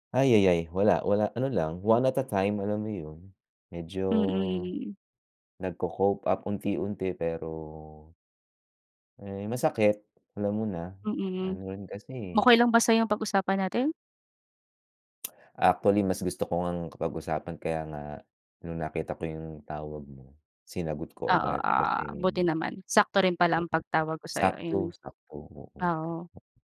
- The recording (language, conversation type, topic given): Filipino, unstructured, Paano mo hinaharap ang pagkawala ng mahal sa buhay?
- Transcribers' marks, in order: none